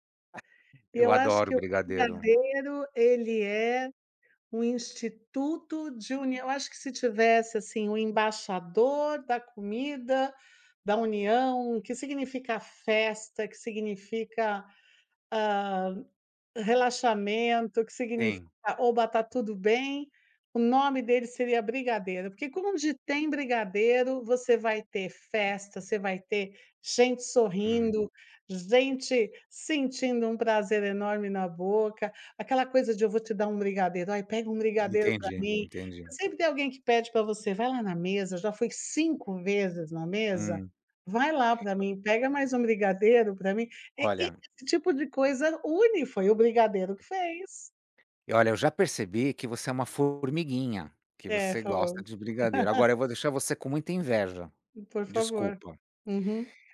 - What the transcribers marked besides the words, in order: other background noise; tapping; laugh
- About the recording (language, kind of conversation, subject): Portuguese, unstructured, Você já percebeu como a comida une as pessoas em festas e encontros?
- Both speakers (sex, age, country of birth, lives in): female, 55-59, Brazil, United States; male, 55-59, Brazil, United States